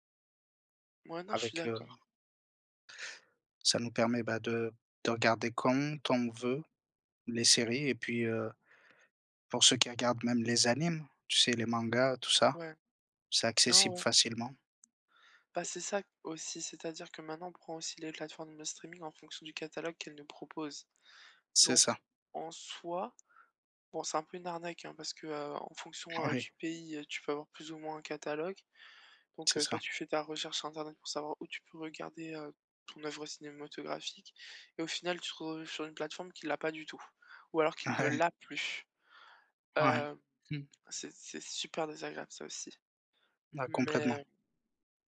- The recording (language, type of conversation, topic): French, unstructured, Quel rôle les plateformes de streaming jouent-elles dans vos loisirs ?
- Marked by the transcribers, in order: tapping; laughing while speaking: "Oui"; laughing while speaking: "Ouais"; stressed: "l'a"